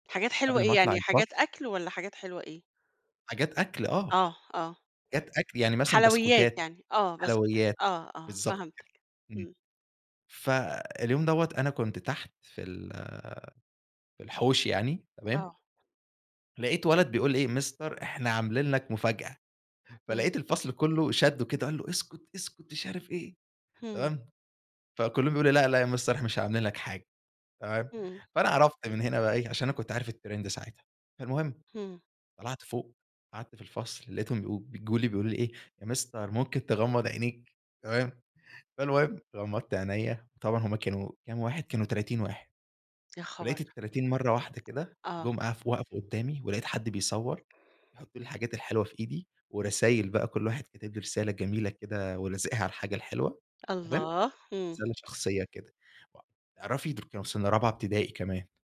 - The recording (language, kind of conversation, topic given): Arabic, podcast, إزاي بدأت مشوارك المهني؟
- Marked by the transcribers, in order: other background noise; in English: "Mister"; in English: "Mister"; in English: "الtrend"; in English: "Mister"; tapping